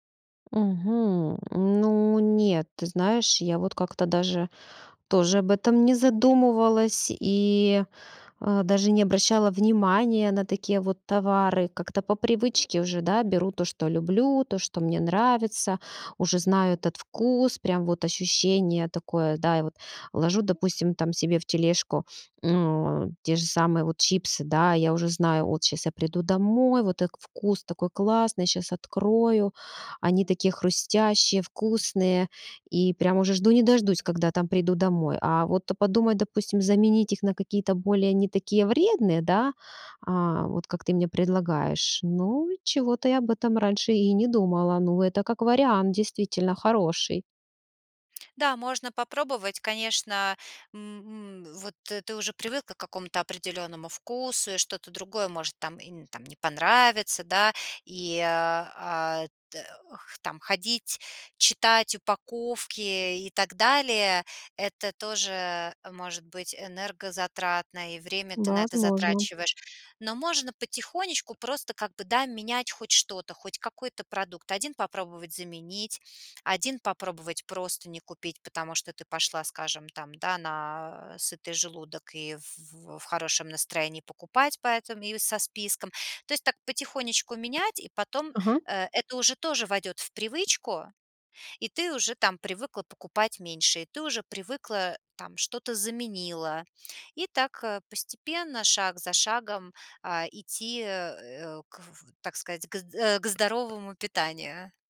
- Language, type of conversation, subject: Russian, advice, Почему я не могу устоять перед вредной едой в магазине?
- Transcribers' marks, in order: tapping; sniff; lip smack